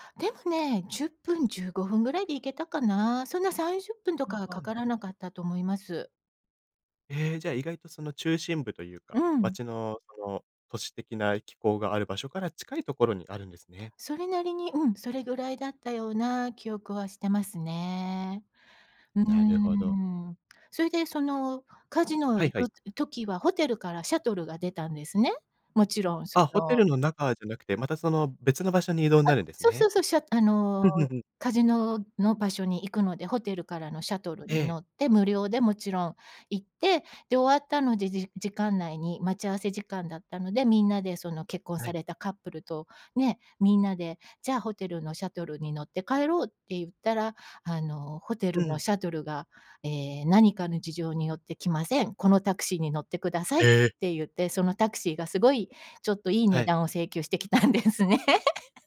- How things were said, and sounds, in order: surprised: "ええ！"; laughing while speaking: "請求してきたんですね"; laugh
- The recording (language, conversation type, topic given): Japanese, podcast, 旅行で一番印象に残った体験は何ですか？